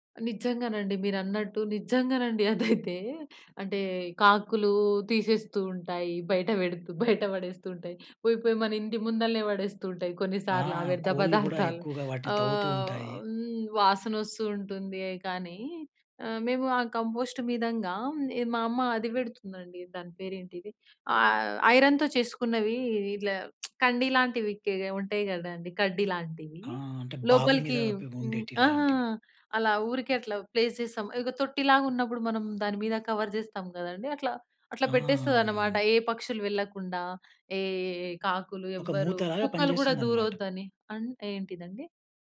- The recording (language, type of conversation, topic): Telugu, podcast, ఇంట్లో కంపోస్ట్ చేయడం ఎలా మొదలు పెట్టాలి?
- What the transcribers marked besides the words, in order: laughing while speaking: "అదైతే"; in English: "కంపోస్ట్"; in English: "ఐరన్‍తో"; lip smack; in English: "ప్లేస్"; in English: "కవర్"